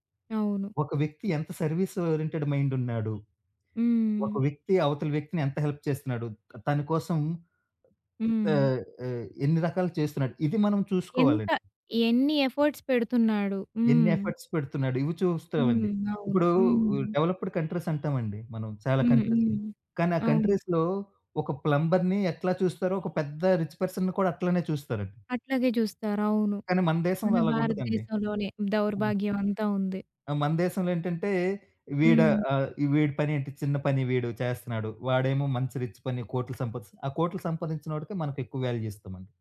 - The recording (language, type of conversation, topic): Telugu, podcast, మీకు ఎప్పటికీ ఇష్టమైన సినిమా పాట గురించి ఒక కథ చెప్పగలరా?
- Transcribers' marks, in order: in English: "సర్వీస్ ఓరియెంటెడ్"; in English: "హెల్ప్"; in English: "ఎఫర్ట్స్"; in English: "ఎఫర్ట్స్"; in English: "డెవలప్పుడ్"; other background noise; in English: "కంట్రీస్‌ని"; in English: "కంట్రీస్‌లో"; in English: "ప్లంబర్‌ని"; in English: "రిచ్ పర్సన్‌ని"; in English: "రిచ్"; in English: "వాల్యూ"